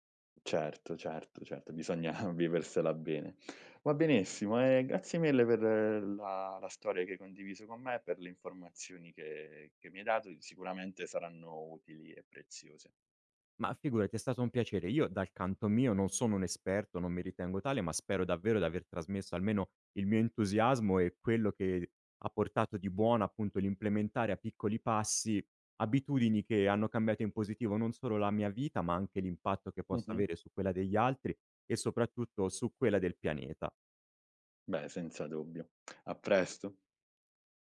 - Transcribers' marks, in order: laughing while speaking: "bisogna"
- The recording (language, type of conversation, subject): Italian, podcast, Quali piccole abitudini quotidiane hanno cambiato la tua vita?